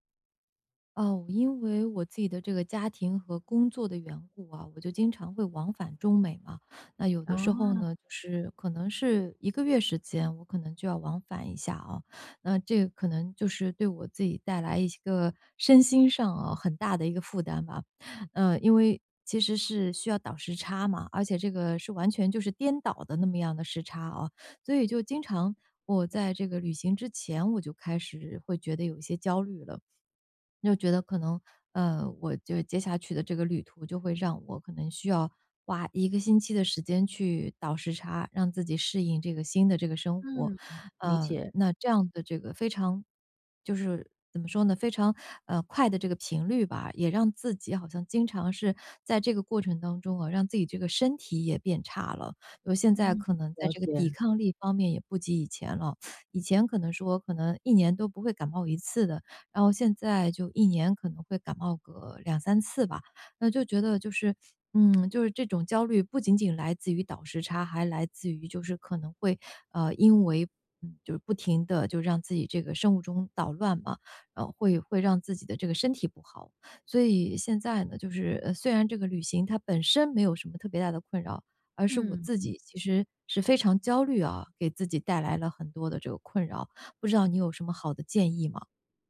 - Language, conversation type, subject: Chinese, advice, 旅行时我常感到压力和焦虑，怎么放松？
- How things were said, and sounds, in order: teeth sucking